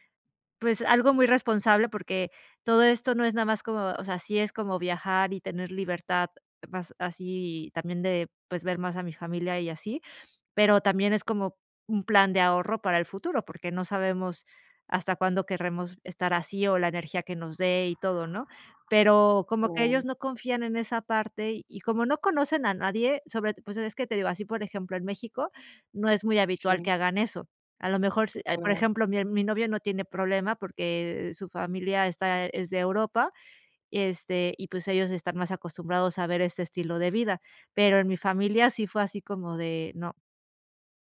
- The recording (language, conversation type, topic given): Spanish, advice, ¿Cómo puedo manejar el juicio por elegir un estilo de vida diferente al esperado (sin casa ni hijos)?
- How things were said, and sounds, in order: other background noise